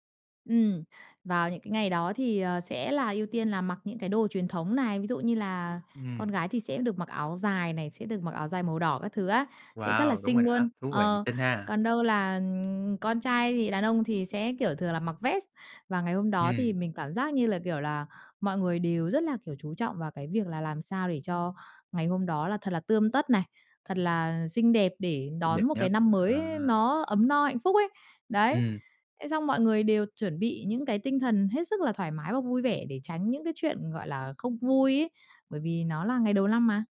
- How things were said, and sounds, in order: tapping
- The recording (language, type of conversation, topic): Vietnamese, podcast, Bạn có thể kể về một truyền thống gia đình mà đến nay vẫn được duy trì không?